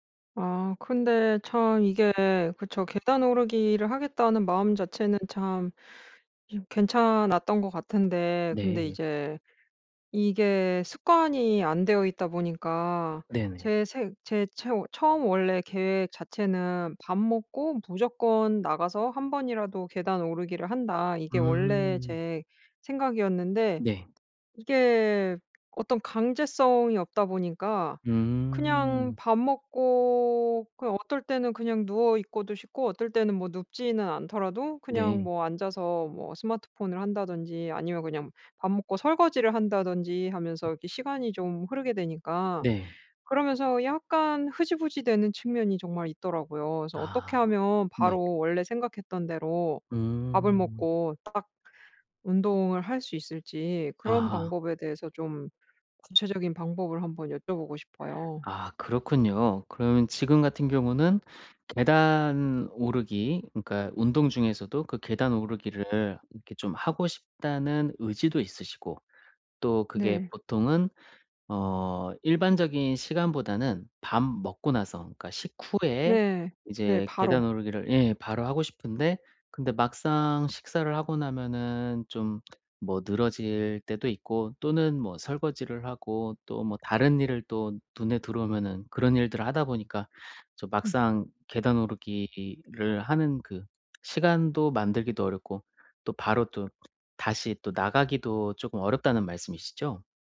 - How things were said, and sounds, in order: other background noise; tapping
- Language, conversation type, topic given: Korean, advice, 지속 가능한 자기관리 습관을 만들고 동기를 꾸준히 유지하려면 어떻게 해야 하나요?